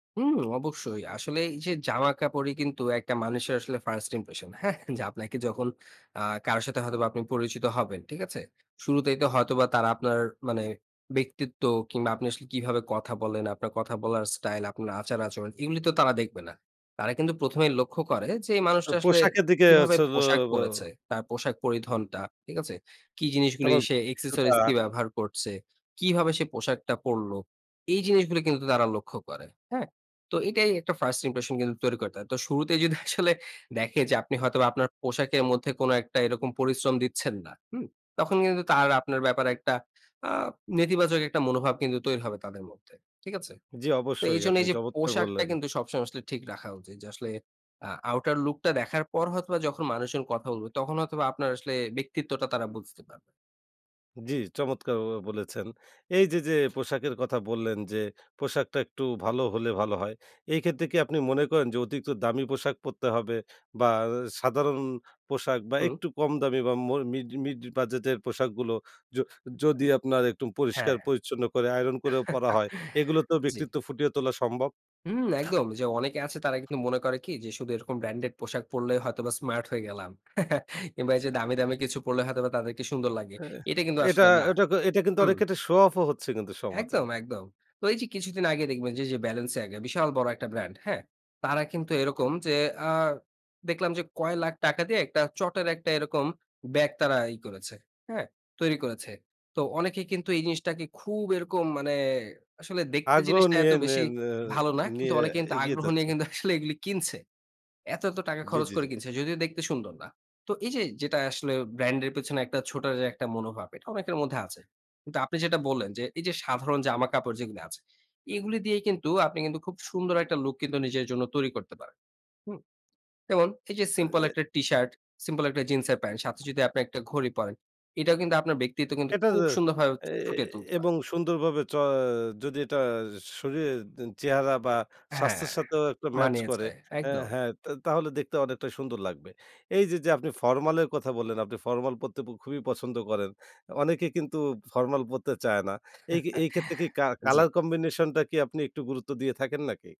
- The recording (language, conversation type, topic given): Bengali, podcast, তোমার স্টাইলের সবচেয়ে বড় প্রেরণা কে বা কী?
- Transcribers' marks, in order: laughing while speaking: "হ্যাঁ?"; unintelligible speech; in English: "accessories"; laughing while speaking: "শুরুতেই যদি আসলে"; in English: "outer look"; other background noise; chuckle; other noise; chuckle; laughing while speaking: "আসলে এগুলি কিনছে"; unintelligible speech; chuckle